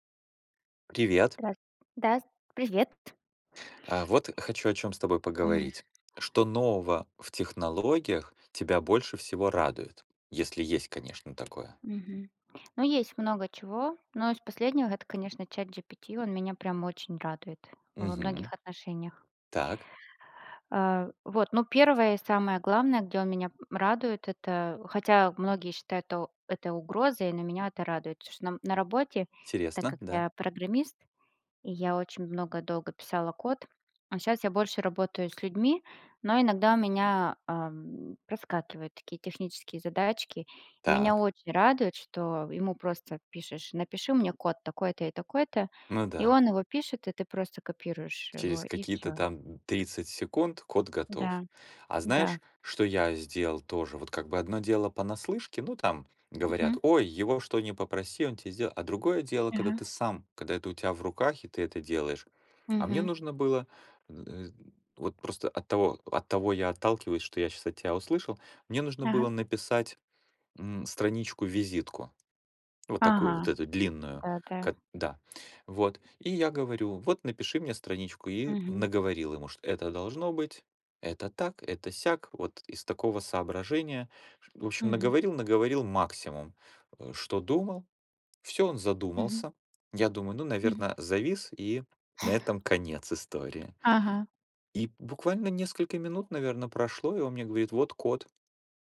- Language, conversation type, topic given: Russian, unstructured, Что нового в технологиях тебя больше всего радует?
- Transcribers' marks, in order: tapping; background speech; unintelligible speech; other background noise